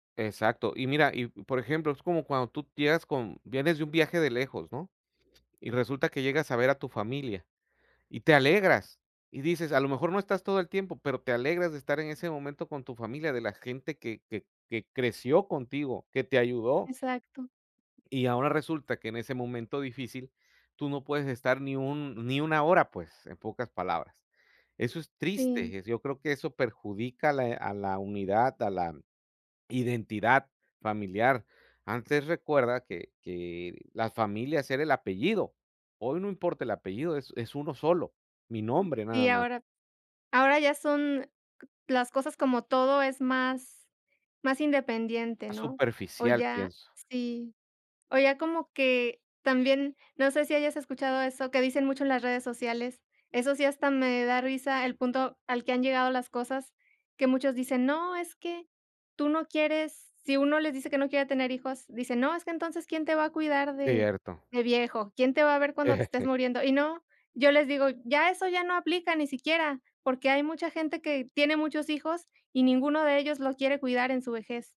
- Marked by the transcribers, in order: other background noise; laugh
- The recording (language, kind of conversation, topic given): Spanish, unstructured, ¿Crees que es justo que algunas personas mueran solas?